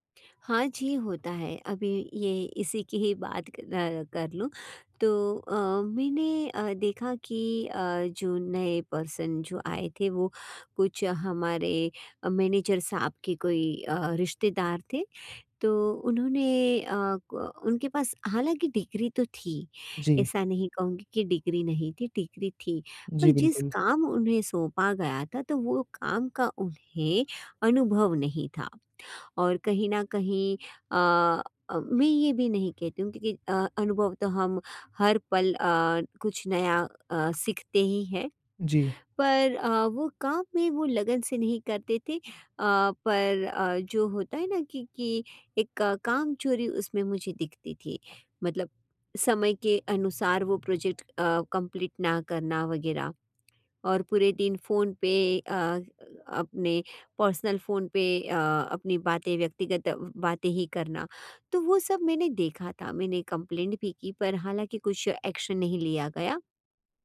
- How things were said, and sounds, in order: in English: "पर्सन"; in English: "प्रोजैक्ट"; in English: "कंप्लीट"; in English: "पर्सनल"; in English: "कम्प्लेंट"; in English: "एक्शन"
- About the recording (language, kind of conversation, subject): Hindi, advice, हम अपने विचार खुलकर कैसे साझा कर सकते हैं?